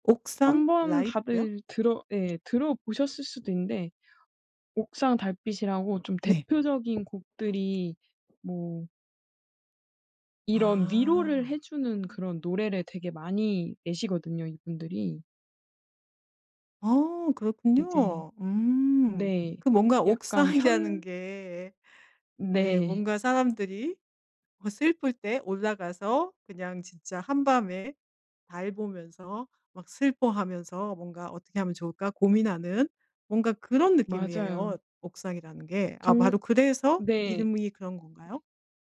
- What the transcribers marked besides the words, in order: tapping; other background noise; laughing while speaking: "옥상이라는 게"
- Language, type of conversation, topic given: Korean, podcast, 가장 위로가 됐던 노래는 무엇인가요?